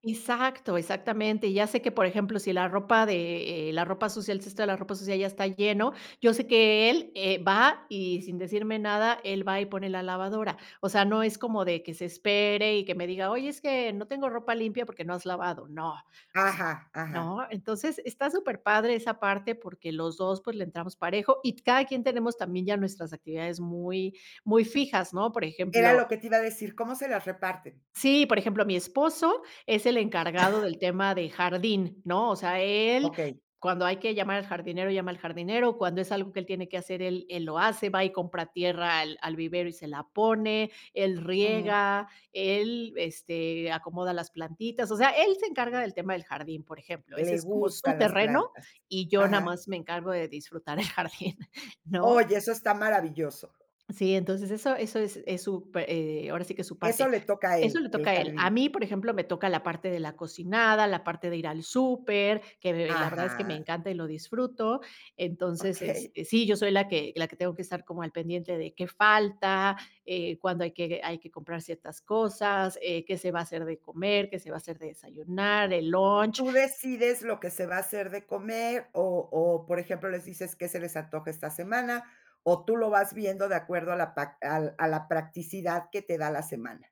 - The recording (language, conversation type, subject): Spanish, podcast, ¿Cómo se reparten las tareas del hogar entre los miembros de la familia?
- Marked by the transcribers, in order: cough; laughing while speaking: "disfrutar el jardín"